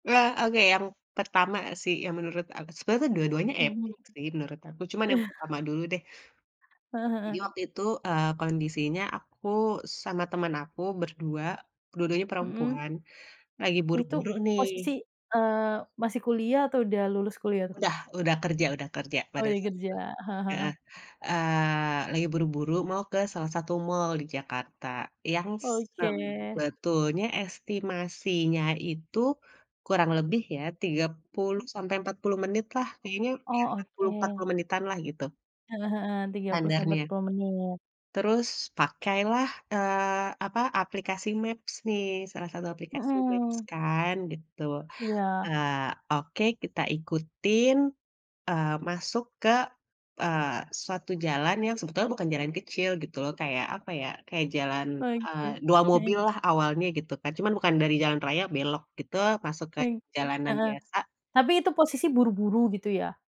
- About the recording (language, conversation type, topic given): Indonesian, podcast, Siapa yang menolong kamu saat tersesat?
- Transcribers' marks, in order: chuckle; tapping; other animal sound; other background noise